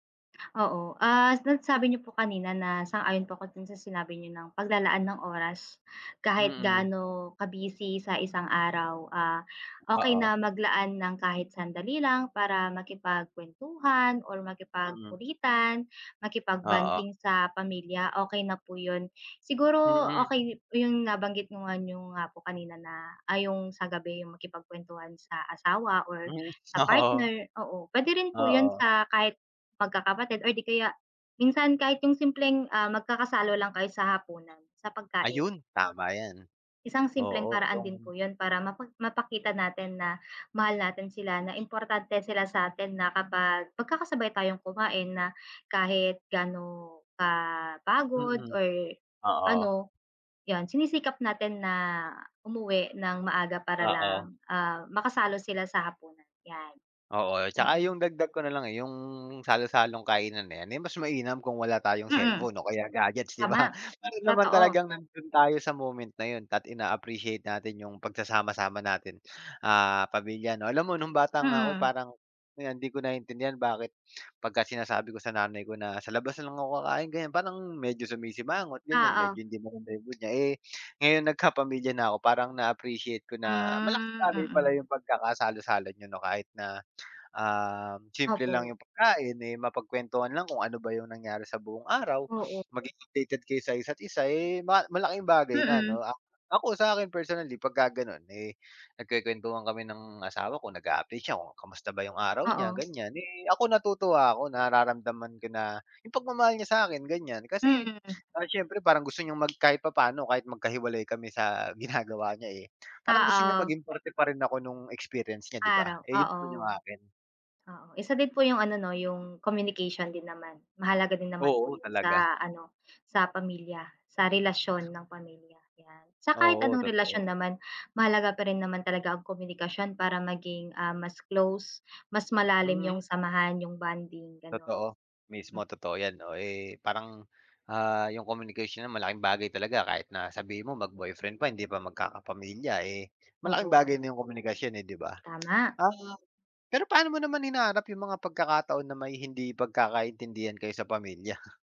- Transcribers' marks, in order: tapping; laughing while speaking: "Oo"; dog barking; other background noise
- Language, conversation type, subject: Filipino, unstructured, Paano mo ipinapakita ang pagmamahal sa iyong pamilya araw-araw?